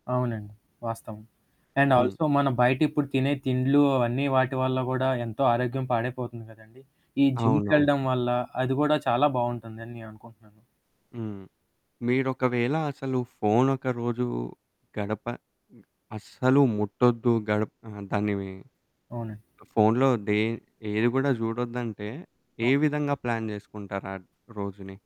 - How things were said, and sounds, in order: static; in English: "అండ్ ఆల్సో"; in English: "ప్లాన్"
- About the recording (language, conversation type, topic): Telugu, podcast, స్మార్ట్‌ఫోన్ లేకుండా మీరు ఒక రోజు ఎలా గడుపుతారు?